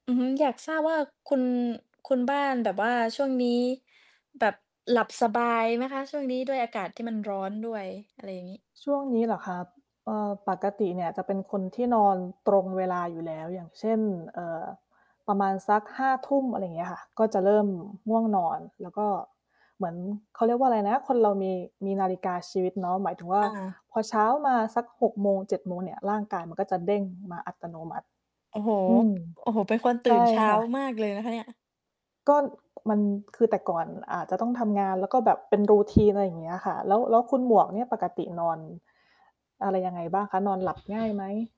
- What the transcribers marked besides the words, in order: mechanical hum; distorted speech; tapping; in English: "routine"; other background noise
- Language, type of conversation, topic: Thai, unstructured, คุณคิดว่าการนอนหลับให้เพียงพอสำคัญอย่างไร?